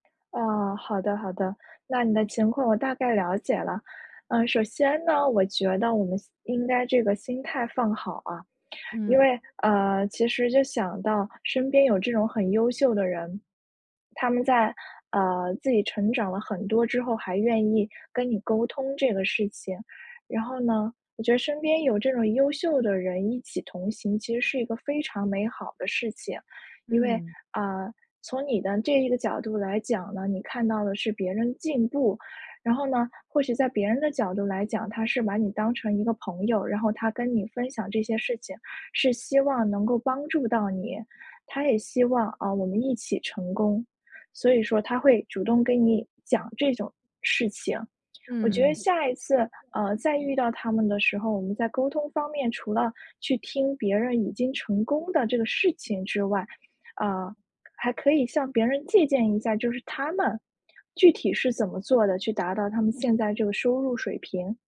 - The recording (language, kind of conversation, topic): Chinese, advice, 看到同行快速成长时，我为什么会产生自我怀疑和成功焦虑？
- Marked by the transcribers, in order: other background noise